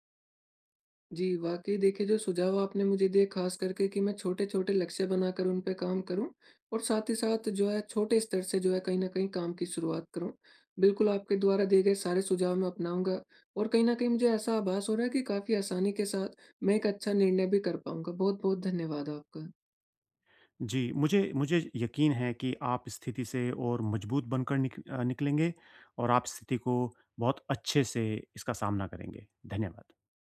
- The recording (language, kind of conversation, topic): Hindi, advice, करियर में अर्थ के लिए जोखिम लिया जाए या स्थिरता चुनी जाए?
- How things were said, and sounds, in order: tapping